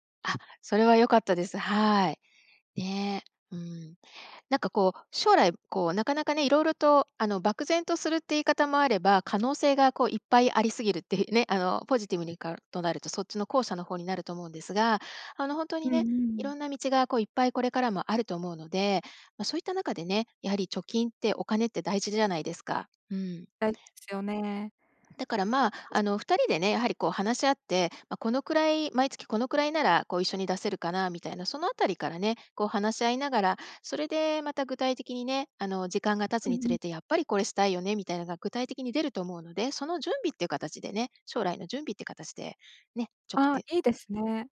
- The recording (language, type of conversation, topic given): Japanese, advice, 将来のためのまとまった貯金目標が立てられない
- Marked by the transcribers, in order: unintelligible speech